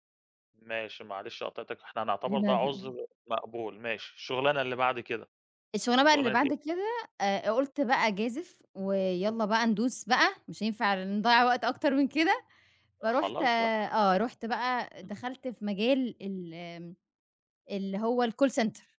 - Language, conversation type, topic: Arabic, podcast, احكيلي عن أول شغلانة اشتغلتها، وكانت تجربتك فيها عاملة إيه؟
- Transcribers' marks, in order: in English: "الcall center"